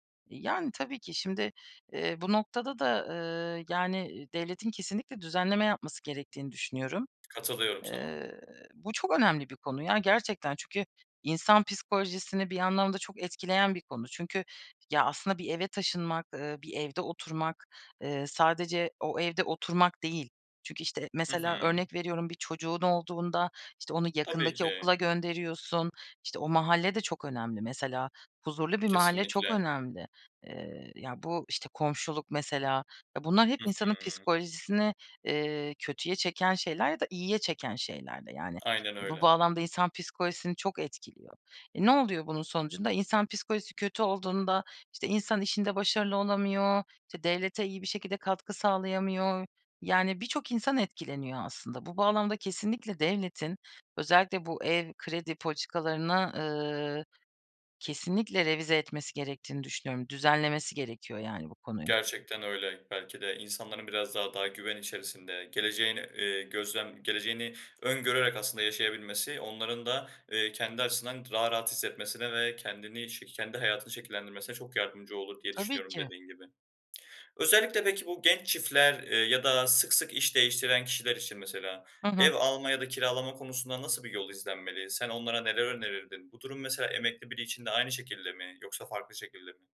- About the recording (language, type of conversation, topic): Turkish, podcast, Ev almak mı, kiralamak mı daha mantıklı sizce?
- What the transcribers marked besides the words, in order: tapping; other background noise